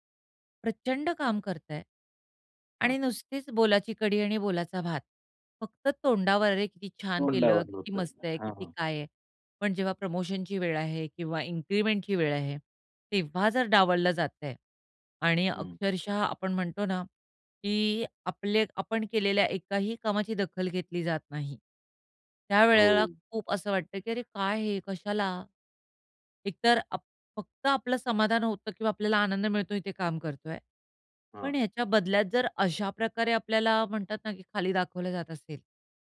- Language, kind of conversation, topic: Marathi, podcast, काम म्हणजे तुमच्यासाठी फक्त पगार आहे की तुमची ओळखही आहे?
- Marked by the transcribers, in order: in English: "इन्क्रिमेंटची"